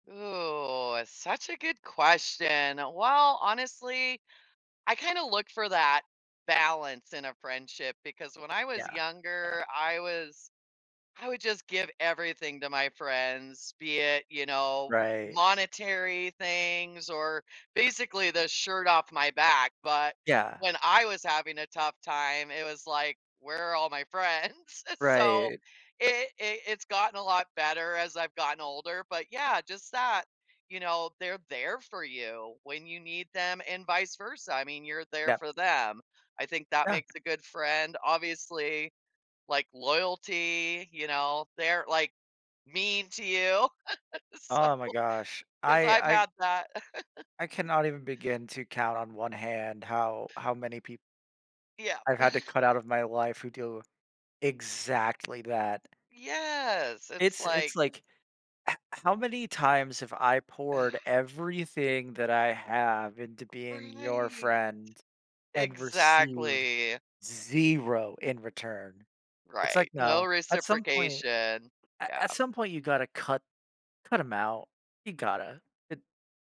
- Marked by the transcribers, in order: drawn out: "Ooh"; laughing while speaking: "friends?"; tapping; laugh; laughing while speaking: "So"; chuckle; chuckle; stressed: "exactly"; sigh
- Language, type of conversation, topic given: English, unstructured, What qualities help build strong and lasting friendships?